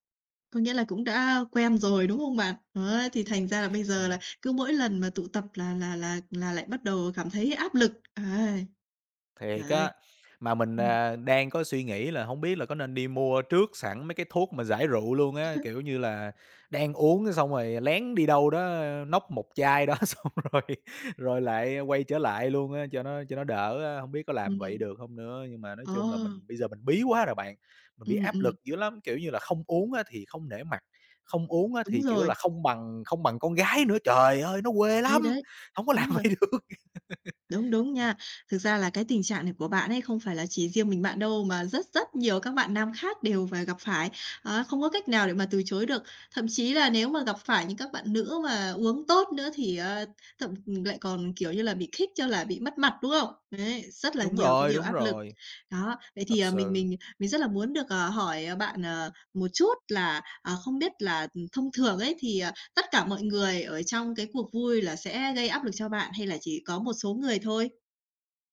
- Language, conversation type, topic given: Vietnamese, advice, Tôi nên làm gì khi bị bạn bè gây áp lực uống rượu hoặc làm điều mình không muốn?
- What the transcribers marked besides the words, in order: tapping; unintelligible speech; laughing while speaking: "đó xong rồi"; other background noise; laughing while speaking: "vậy được"; laugh